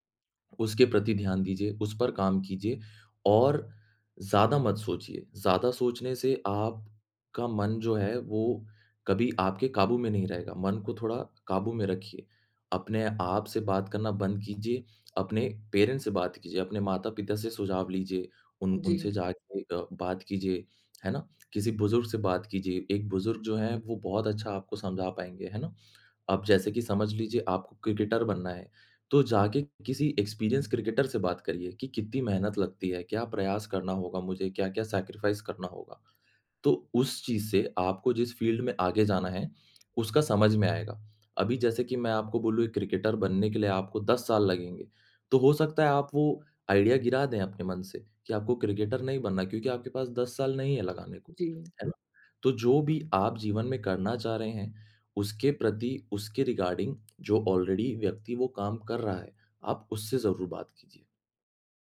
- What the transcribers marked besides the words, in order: tapping; in English: "पेरेंट्स"; in English: "क्रिकेटर"; in English: "एक्सपीरियंस्ड क्रिकेटर"; in English: "सैक्रिफाइस"; in English: "फ़ील्ड"; in English: "क्रिकेटर"; in English: "आइडिया"; in English: "क्रिकेटर"; in English: "रिगार्डिंग"; in English: "ऑलरेडी"
- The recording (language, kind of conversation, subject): Hindi, advice, बहुत सारे विचारों में उलझकर निर्णय न ले पाना